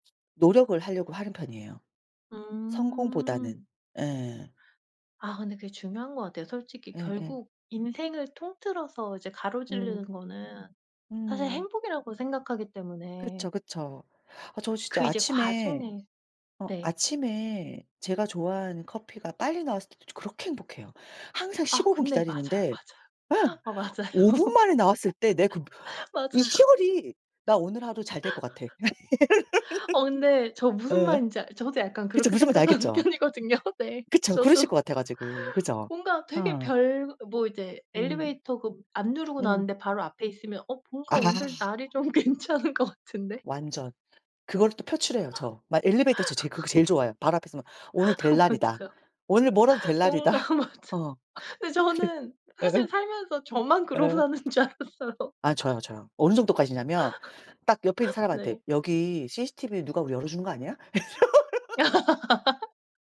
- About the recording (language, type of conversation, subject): Korean, unstructured, 성공과 행복 중 어느 것이 더 중요하다고 생각하시나요?
- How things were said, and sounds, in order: other background noise; laughing while speaking: "맞아요. 맞아요"; laugh; laugh; laughing while speaking: "이런"; laughing while speaking: "어 근데"; tapping; laughing while speaking: "생각하는 편이거든요"; laughing while speaking: "괜찮은 것 같은데.'"; laugh; laughing while speaking: "어 맞아요. 뭔가 맞아. 근데 저는"; laughing while speaking: "날이다.'"; laugh; laughing while speaking: "줄 알았어요"; laugh; laughing while speaking: "이러"; laugh